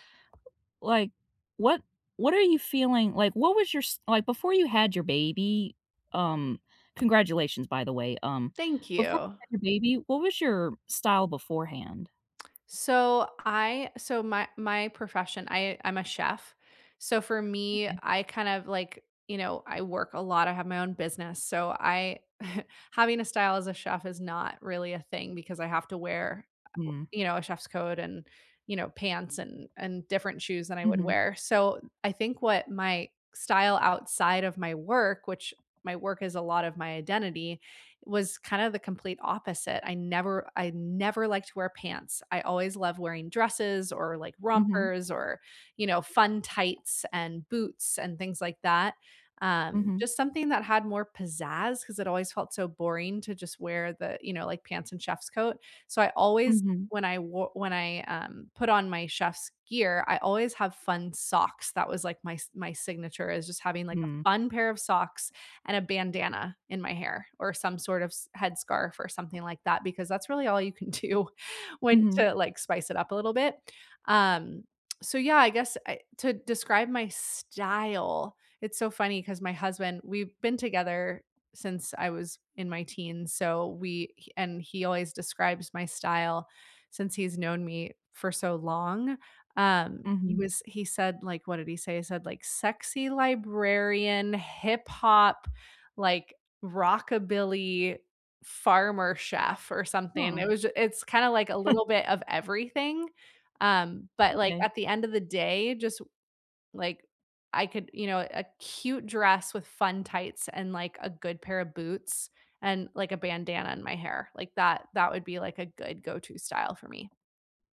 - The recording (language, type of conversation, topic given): English, unstructured, What part of your style feels most like you right now, and why does it resonate with you?
- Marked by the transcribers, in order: other background noise; tapping; chuckle; laughing while speaking: "do"; chuckle